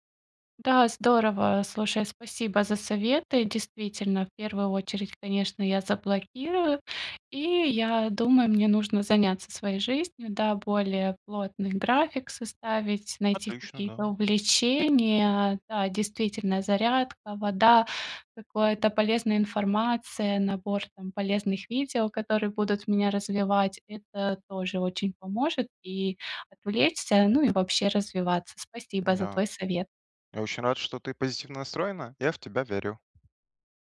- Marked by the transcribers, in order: tapping
- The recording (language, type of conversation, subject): Russian, advice, Как перестать следить за аккаунтом бывшего партнёра и убрать напоминания о нём?